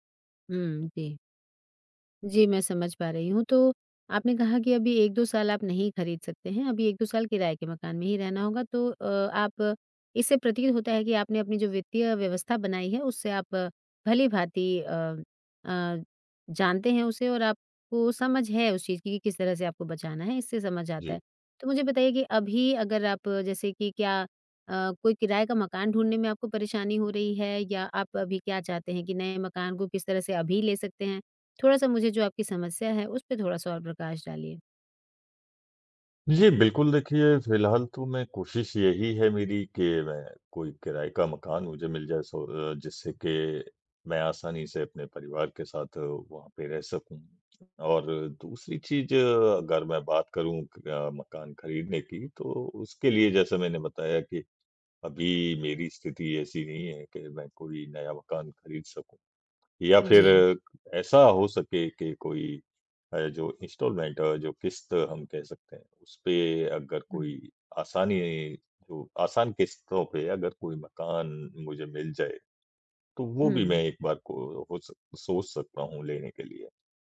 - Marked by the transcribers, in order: tapping; in English: "इन्सटॉलमेंट"
- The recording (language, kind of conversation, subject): Hindi, advice, मकान ढूँढ़ने या उसे किराये पर देने/बेचने में आपको किन-किन परेशानियों का सामना करना पड़ता है?